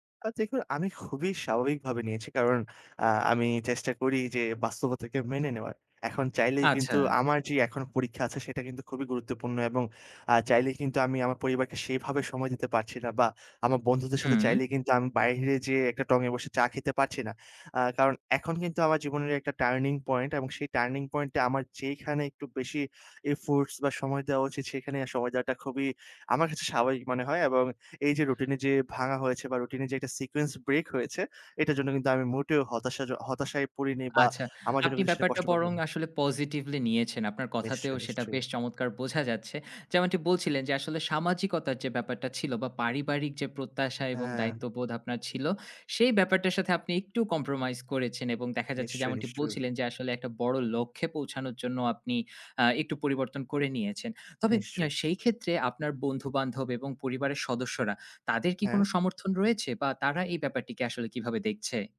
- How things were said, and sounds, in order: in English: "টার্নিং পয়েন্ট"; in English: "টার্নিং পয়েন্ট"; in English: "এফোর্টস"; in English: "সিকোয়েন্স"; in English: "কম্প্রোমাইজ"
- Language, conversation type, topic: Bengali, podcast, রুটিন ভেঙে গেলে আপনি কীভাবে আবার ধারাবাহিকতায় ফিরে আসেন?